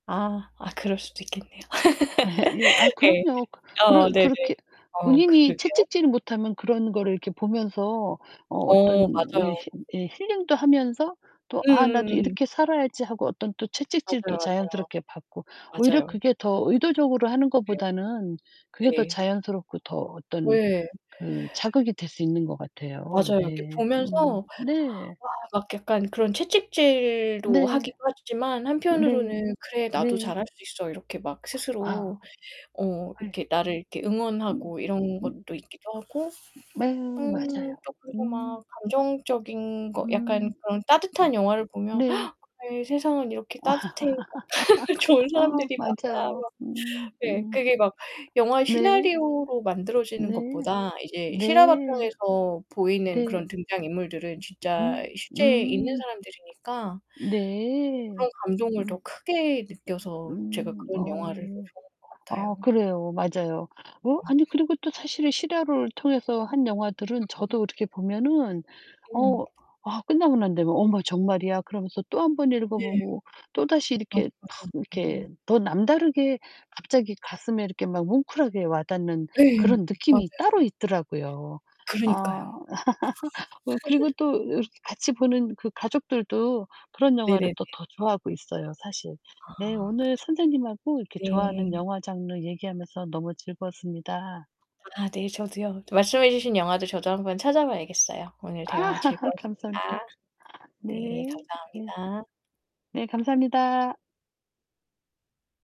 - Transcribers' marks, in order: other background noise; laugh; distorted speech; tapping; other noise; gasp; laugh; laughing while speaking: "좋은 사람들이 많아.' 막"; laugh; laugh
- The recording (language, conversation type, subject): Korean, unstructured, 좋아하는 영화 장르는 무엇인가요?